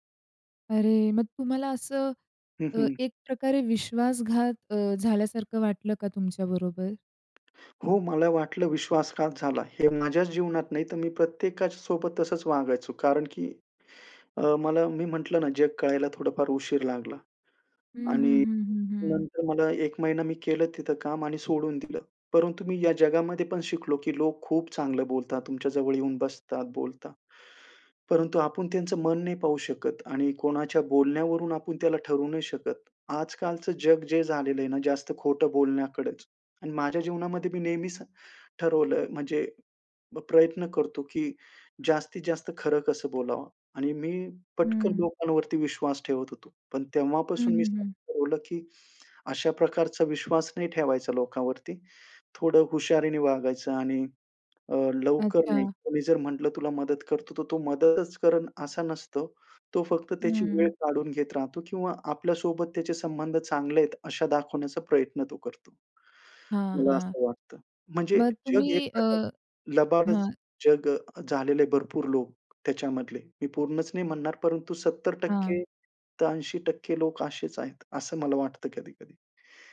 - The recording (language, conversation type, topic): Marathi, podcast, स्वतःला पुन्हा शोधताना आपण कोणत्या चुका केल्या आणि त्यातून काय शिकलो?
- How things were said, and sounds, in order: tapping